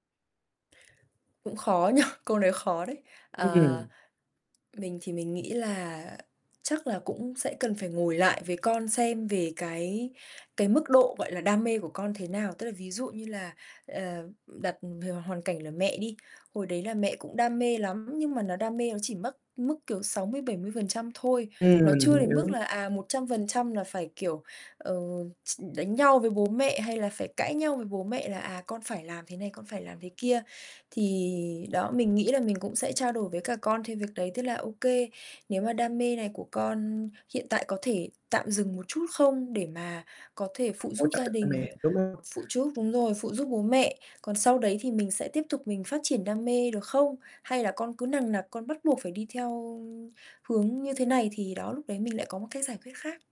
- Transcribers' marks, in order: distorted speech; laughing while speaking: "nhỉ?"; tapping; mechanical hum; "giúp" said as "chúp"; other background noise
- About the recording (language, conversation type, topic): Vietnamese, podcast, Bạn thường ưu tiên đam mê hay thu nhập khi chọn công việc?